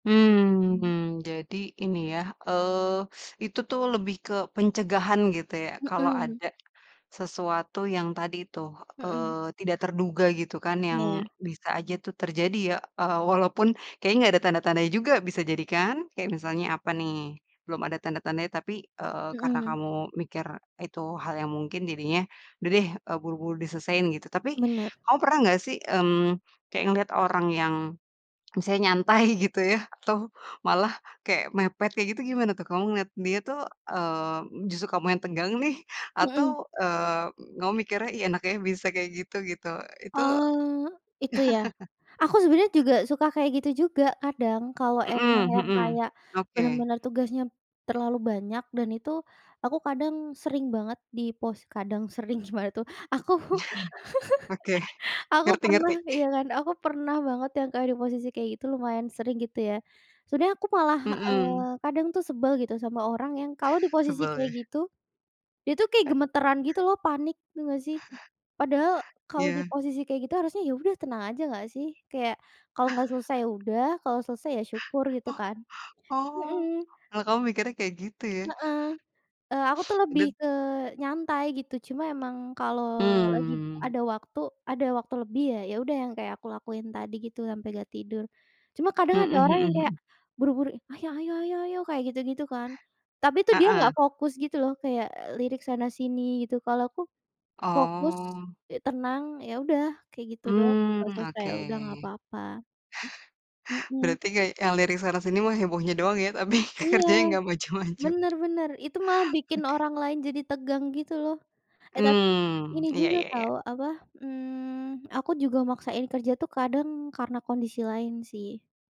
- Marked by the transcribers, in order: teeth sucking; laughing while speaking: "nyantai"; laughing while speaking: "atau"; tapping; chuckle; laughing while speaking: "Aku"; laugh; chuckle; sneeze; other background noise; chuckle; bird; chuckle; chuckle; chuckle; inhale; chuckle; laughing while speaking: "tapi, kerjanya nggak maju-maju"
- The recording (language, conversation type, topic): Indonesian, podcast, Bagaimana kamu memutuskan kapan perlu istirahat dan kapan harus memaksakan diri untuk bekerja?